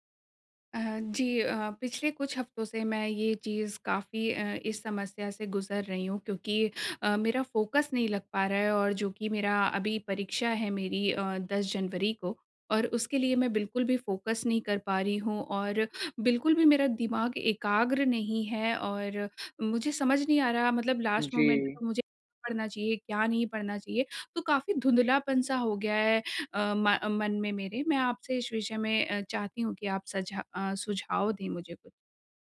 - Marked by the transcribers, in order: in English: "फोकस"; in English: "फोकस"; in English: "लास्ट मोमेंट"
- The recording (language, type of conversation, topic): Hindi, advice, मानसिक धुंधलापन और फोकस की कमी